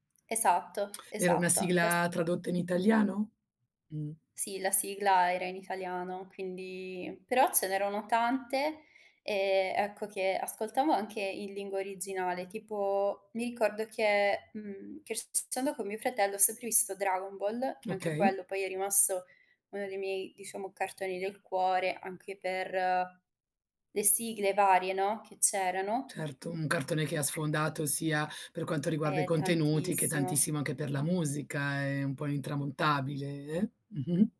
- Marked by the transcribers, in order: tapping; other background noise
- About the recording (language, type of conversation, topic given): Italian, podcast, Quale canzone ti riporta subito all’infanzia?